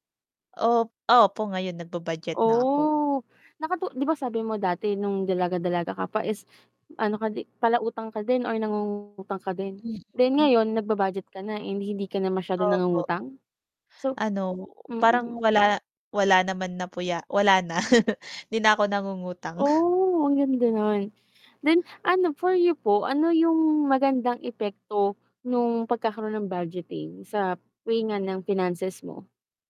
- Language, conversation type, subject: Filipino, unstructured, Ano ang mga simpleng paraan para maiwasan ang pagkakautang?
- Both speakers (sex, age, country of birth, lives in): female, 25-29, Philippines, Philippines; female, 30-34, Philippines, Philippines
- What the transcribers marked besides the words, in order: static; distorted speech; laugh; unintelligible speech